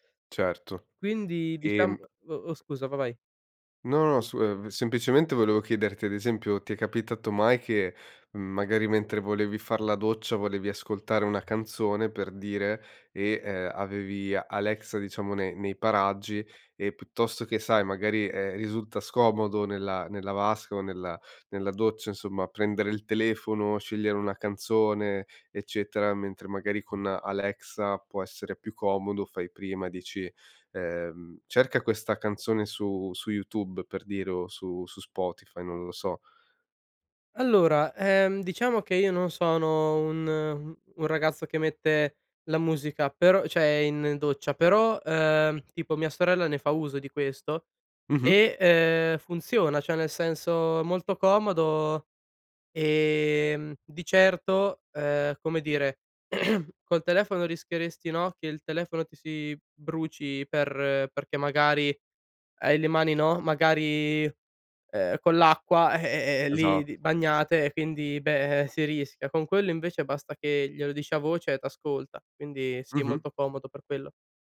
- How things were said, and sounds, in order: other background noise; "piuttosto" said as "puttosto"; throat clearing
- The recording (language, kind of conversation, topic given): Italian, podcast, Cosa pensi delle case intelligenti e dei dati che raccolgono?